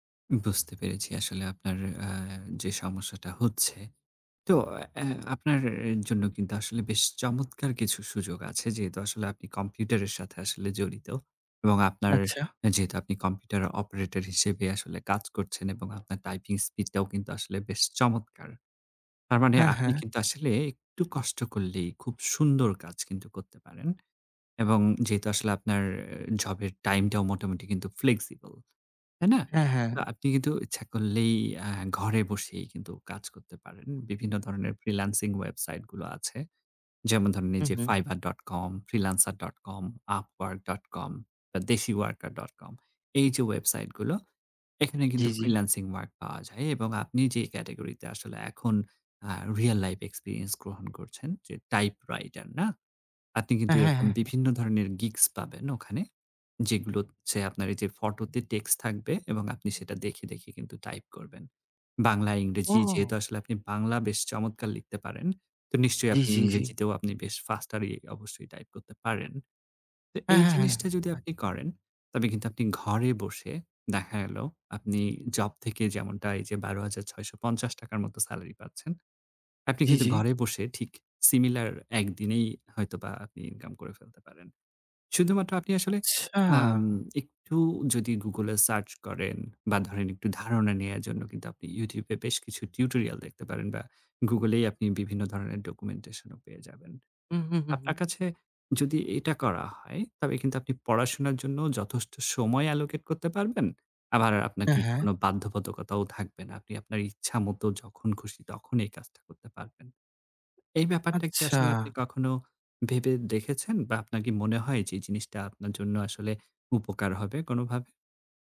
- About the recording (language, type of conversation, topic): Bengali, advice, বাড়তি জীবনযাত্রার খরচে আপনার আর্থিক দুশ্চিন্তা কতটা বেড়েছে?
- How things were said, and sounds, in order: other background noise; tapping; unintelligible speech; in English: "অ্যালোকেট"